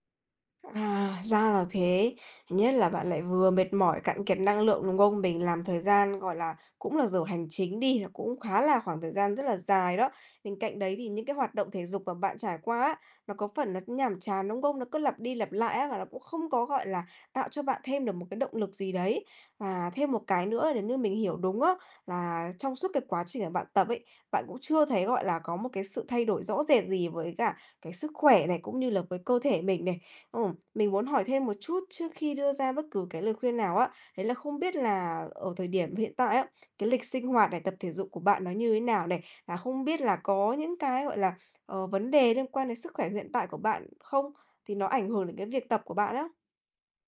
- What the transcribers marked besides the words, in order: other background noise; tapping
- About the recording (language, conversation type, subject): Vietnamese, advice, Vì sao bạn khó duy trì thói quen tập thể dục dù đã cố gắng nhiều lần?